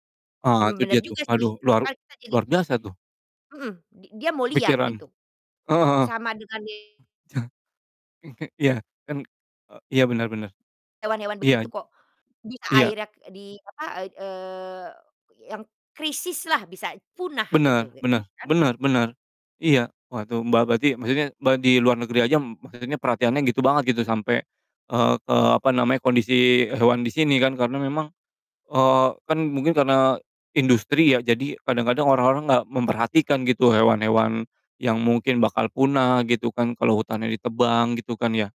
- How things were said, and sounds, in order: distorted speech; other background noise; tapping; chuckle
- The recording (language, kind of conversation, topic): Indonesian, unstructured, Apa yang paling membuatmu prihatin tentang banyaknya kebakaran hutan yang terjadi setiap tahun?